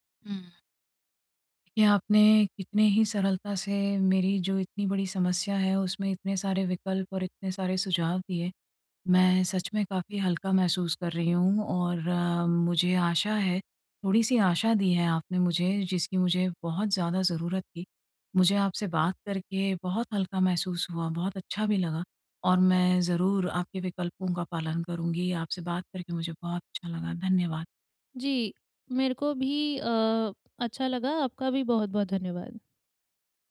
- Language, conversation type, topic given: Hindi, advice, नुकसान के बाद मैं अपना आत्मविश्वास फिर से कैसे पा सकता/सकती हूँ?
- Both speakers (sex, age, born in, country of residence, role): female, 20-24, India, India, advisor; female, 45-49, India, India, user
- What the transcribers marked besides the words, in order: none